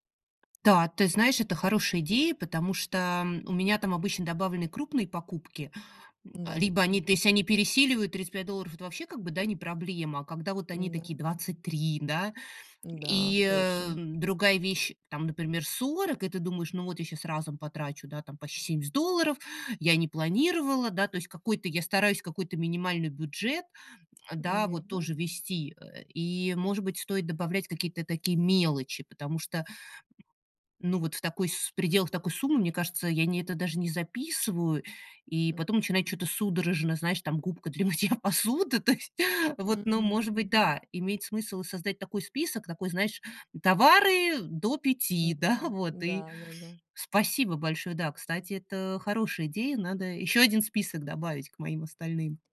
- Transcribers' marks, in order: tapping; laughing while speaking: "для мытья посуды, то есть"
- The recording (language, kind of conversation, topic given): Russian, advice, Почему я постоянно совершаю импульсивные покупки на распродажах?
- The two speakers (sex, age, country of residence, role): female, 40-44, United States, advisor; female, 40-44, United States, user